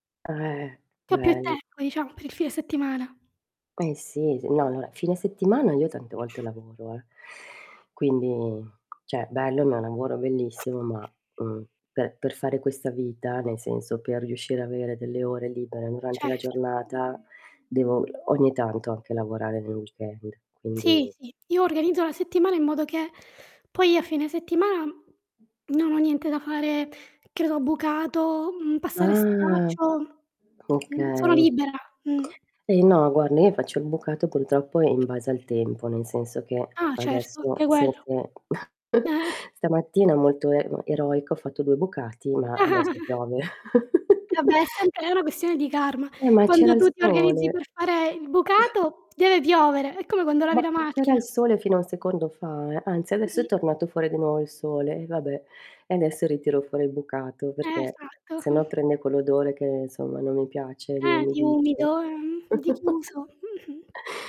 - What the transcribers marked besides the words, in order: distorted speech; other background noise; tapping; "cioè" said as "ceh"; background speech; swallow; drawn out: "Ah"; unintelligible speech; chuckle; chuckle; chuckle; chuckle; chuckle; chuckle
- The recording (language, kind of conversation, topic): Italian, unstructured, Come inizia di solito la tua giornata?